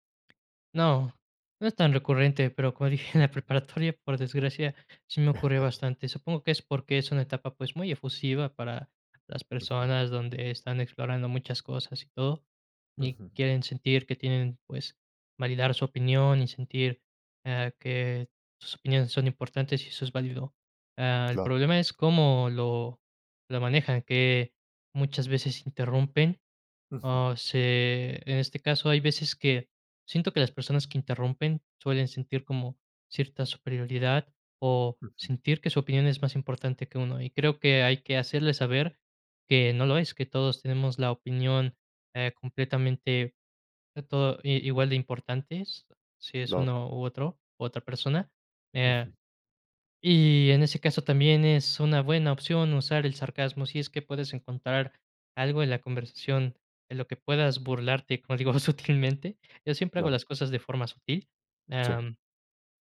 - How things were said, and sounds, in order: tapping; laughing while speaking: "dije"; other background noise; laughing while speaking: "preparatoria"; chuckle; laughing while speaking: "sutilmente"
- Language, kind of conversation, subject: Spanish, podcast, ¿Cómo lidias con alguien que te interrumpe constantemente?